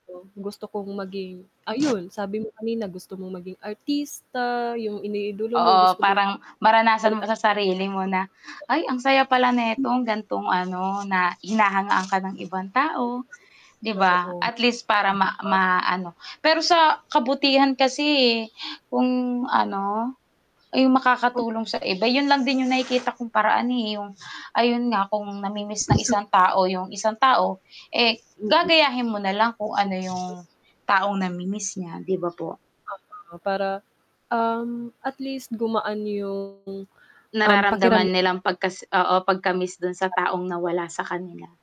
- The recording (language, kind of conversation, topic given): Filipino, unstructured, Ano ang gagawin mo kung bigla kang nagkaroon ng kakayahang magpalit ng anyo?
- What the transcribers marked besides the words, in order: static; other noise; distorted speech; tapping; unintelligible speech; other background noise; unintelligible speech; bird; wind; unintelligible speech